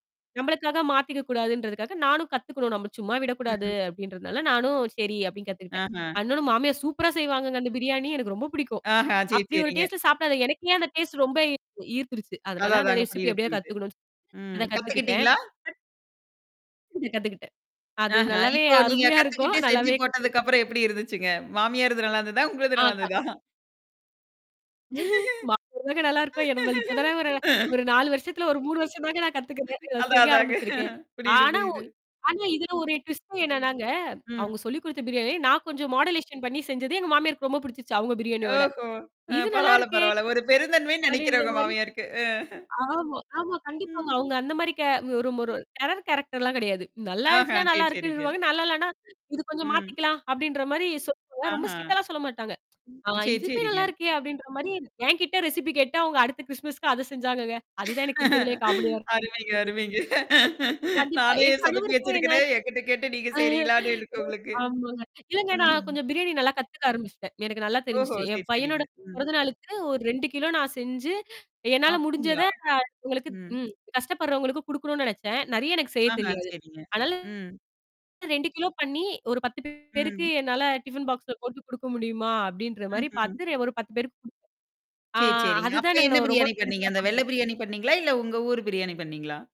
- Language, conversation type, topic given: Tamil, podcast, நீங்கள் மீண்டும் மீண்டும் செய்வது எந்த குடும்ப சமையல் குறிப்பா?
- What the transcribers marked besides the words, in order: static; distorted speech; other background noise; tsk; tapping; laughing while speaking: "அது நல்லாவே அருமையா இருக்கும். நல்லாவே கத்துகிட்டேன்"; chuckle; giggle; laughing while speaking: "மா தாங்க நல்லாருக்கும். என்னா நம்ம … இத செய்ய ஆரம்பிச்சிருக்கேன்"; unintelligible speech; laughing while speaking: "அதான், அதாங்க புரியுது, புரிது"; in English: "டுவிஸ்ட்"; mechanical hum; in English: "மாடுலேஷன்"; laughing while speaking: "ஓஹோ! அ பரவால்ல பரவால்ல. ஒரு பெருந்தன்மைன்னு நெனக்கிறேன் உங்க மாமியாருக்கு. அ"; in English: "டெரர் கேரக்டர்லாம்"; in English: "ஸ்ட்ரிக்ட்டால"; laugh; laughing while speaking: "நானே சொதப்பி வச்சிருக்கனே. என்கிட்ட கேட்டு நீங்க செய்றீங்களான்னு. இருக்கு உங்களுக்கு"; unintelligible speech; laugh; "அதனால" said as "அனால"